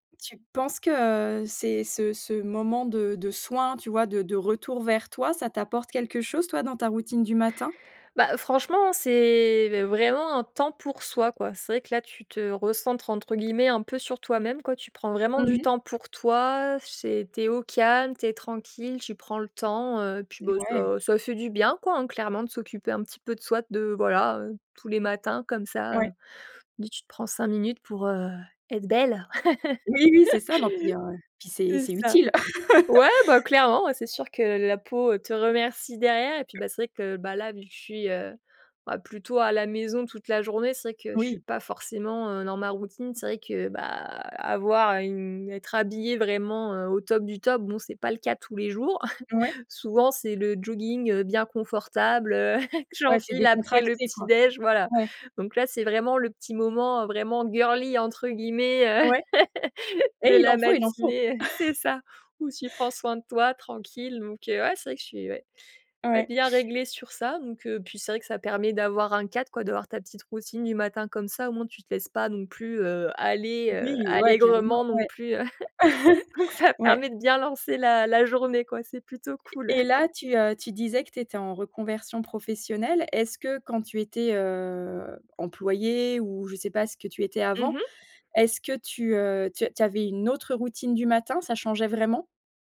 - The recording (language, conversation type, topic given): French, podcast, Quelle est ta routine du matin, et comment ça se passe chez toi ?
- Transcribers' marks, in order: stressed: "soi"; stressed: "Oui"; laugh; laugh; tapping; chuckle; laugh; in English: "girly"; laugh; chuckle; laugh